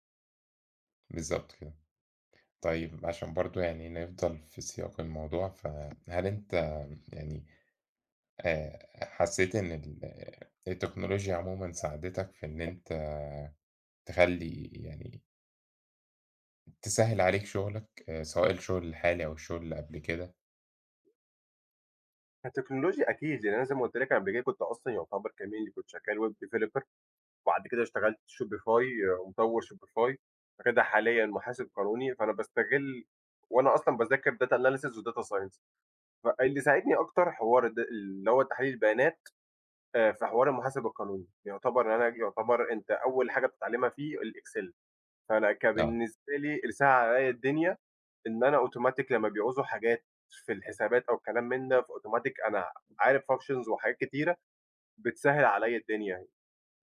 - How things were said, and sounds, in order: other background noise; in English: "web developer"; in English: "Shopify"; in English: "Shopify"; in English: "data analysis وdata science"; in English: "functions"
- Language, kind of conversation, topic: Arabic, unstructured, إزاي تحافظ على توازن بين الشغل وحياتك؟